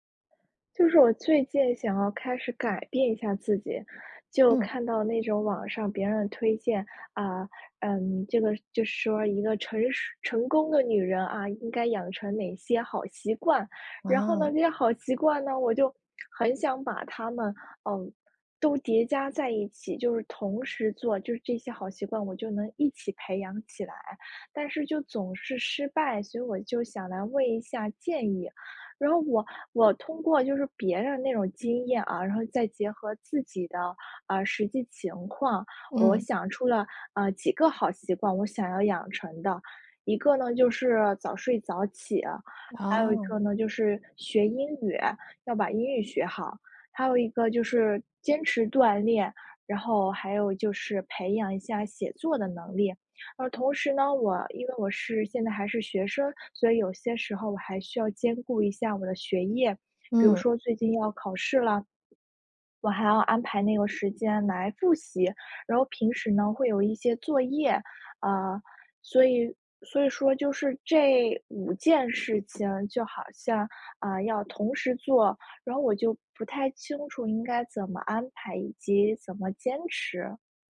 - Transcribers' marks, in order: other background noise
- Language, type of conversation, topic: Chinese, advice, 为什么我想同时养成多个好习惯却总是失败？